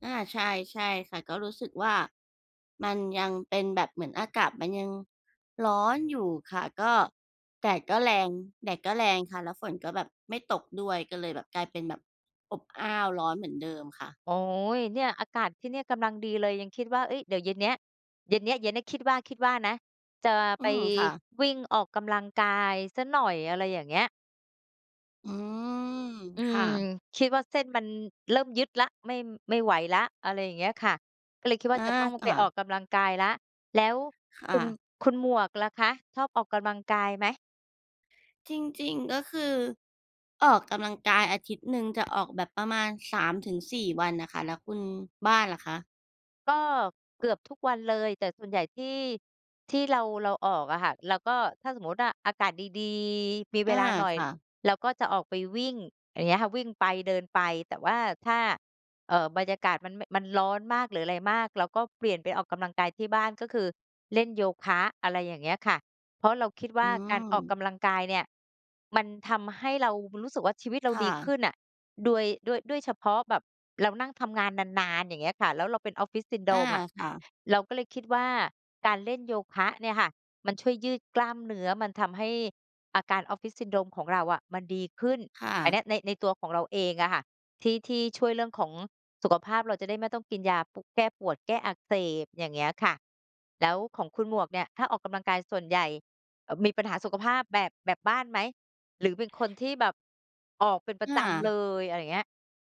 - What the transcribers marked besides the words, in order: drawn out: "อืม"; other background noise
- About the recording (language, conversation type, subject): Thai, unstructured, คุณคิดว่าการออกกำลังกายช่วยเปลี่ยนชีวิตได้จริงไหม?